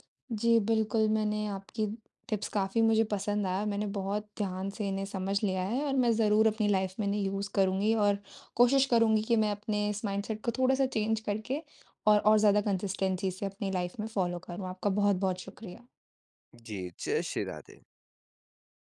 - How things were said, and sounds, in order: in English: "टिप्स"; in English: "लाइफ़"; in English: "यूज़"; in English: "माइंडसेट"; in English: "चेंज"; in English: "कंसिस्टेंसी"; in English: "लाइफ़"; in English: "फ़ॉलो"
- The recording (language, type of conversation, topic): Hindi, advice, मैं स्वस्थ भोजन की आदत लगातार क्यों नहीं बना पा रहा/रही हूँ?
- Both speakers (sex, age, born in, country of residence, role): female, 20-24, India, India, user; male, 20-24, India, India, advisor